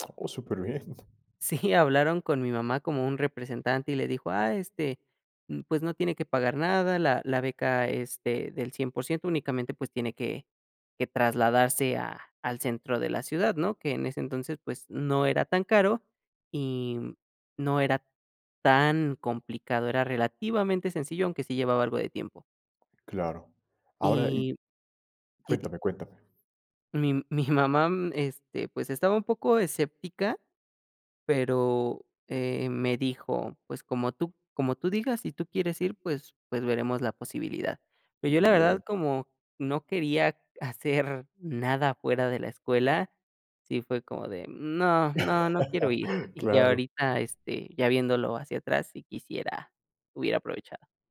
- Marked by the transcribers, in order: chuckle; laughing while speaking: "Sí"; laugh; other background noise
- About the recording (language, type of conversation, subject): Spanish, podcast, ¿Cómo influye el miedo a fallar en el aprendizaje?